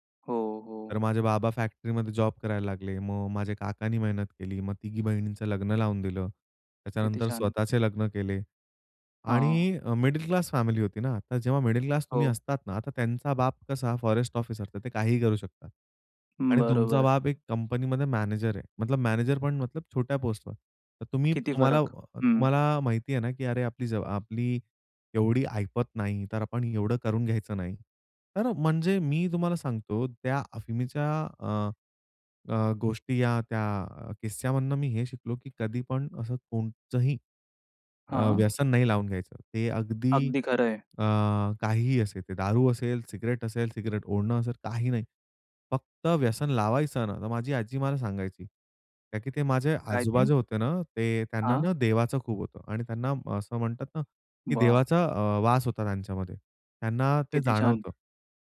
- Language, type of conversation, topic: Marathi, podcast, तुझ्या पूर्वजांबद्दल ऐकलेली एखादी गोष्ट सांगशील का?
- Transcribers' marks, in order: in English: "मिडल क्लास फॅमिली"; in English: "मिडल क्लास"; tapping